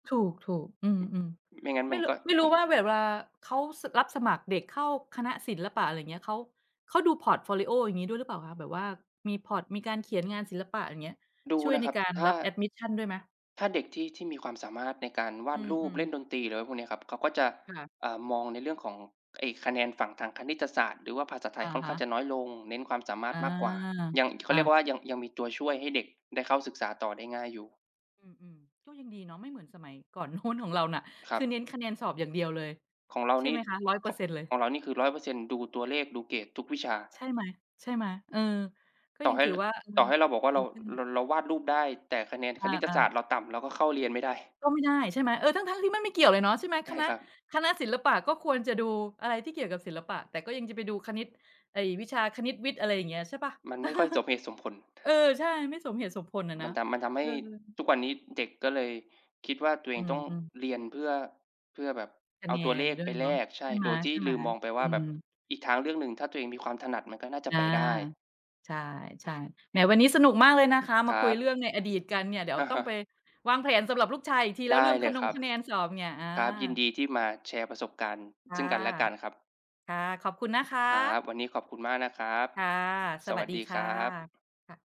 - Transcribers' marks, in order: other noise; other background noise; in English: "พอร์ต"; tapping; laughing while speaking: "โน้น"; chuckle
- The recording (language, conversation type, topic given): Thai, unstructured, การเน้นแต่คะแนนสอบทำให้เด็กคิดว่าเรียนเพื่อคะแนนเท่านั้นหรือเปล่า?